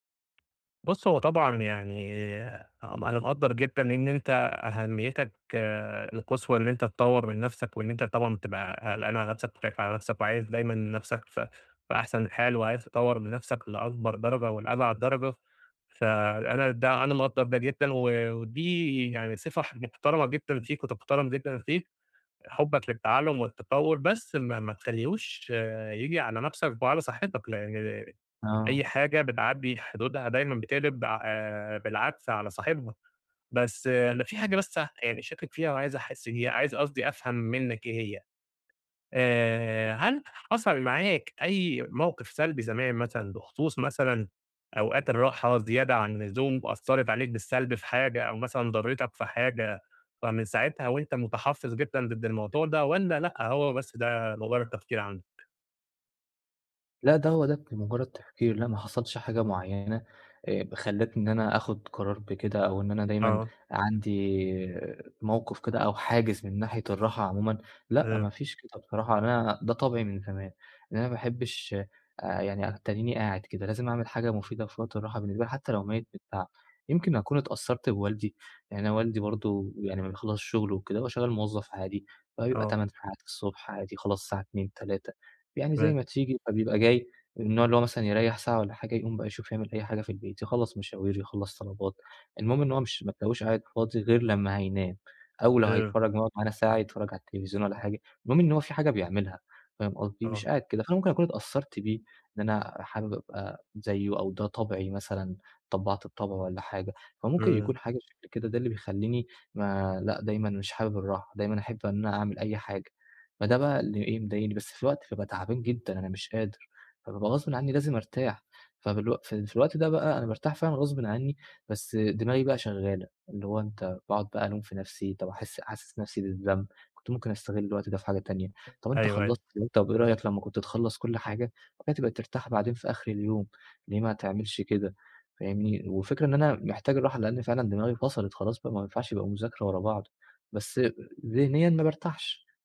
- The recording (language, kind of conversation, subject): Arabic, advice, إزاي أرتّب أولوياتي بحيث آخد راحتي من غير ما أحس بالذنب؟
- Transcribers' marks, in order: tapping; unintelligible speech; unintelligible speech; other background noise